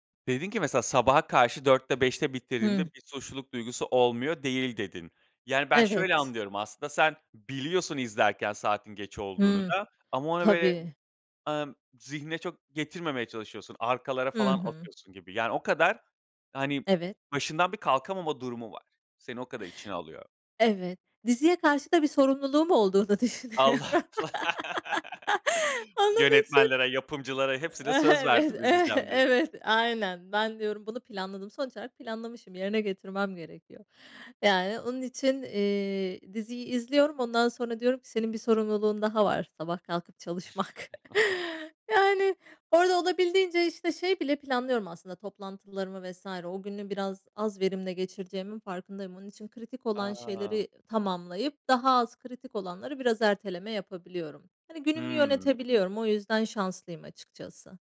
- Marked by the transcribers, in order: tapping; other background noise; stressed: "biliyorsun"; laughing while speaking: "Allah!"; laughing while speaking: "düşünüyorum"; chuckle; laugh; chuckle
- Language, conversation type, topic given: Turkish, podcast, Bir diziyi bir gecede bitirdikten sonra kendini nasıl hissettin?